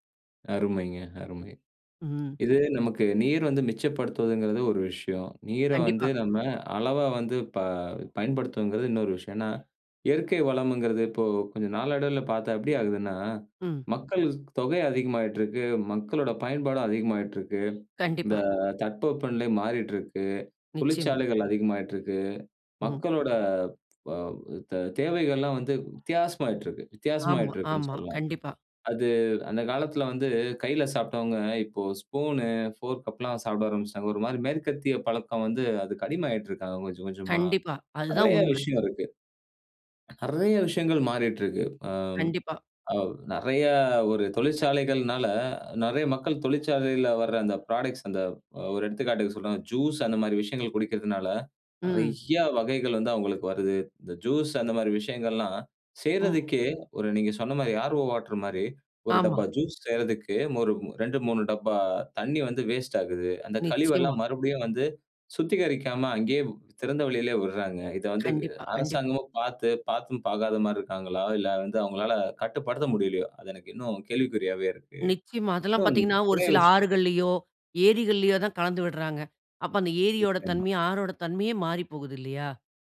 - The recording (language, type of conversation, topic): Tamil, podcast, நாம் எல்லோரும் நீரை எப்படி மிச்சப்படுத்தலாம்?
- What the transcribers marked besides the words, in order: other background noise; other noise; "சொல்லலாம்" said as "சொல்லாம்"; in English: "ஸ்பூன், ஃபோர்க்"; in English: "ப்ராடக்ட்ஸ்"; in English: "ஆர் ஓ வாட்டர்"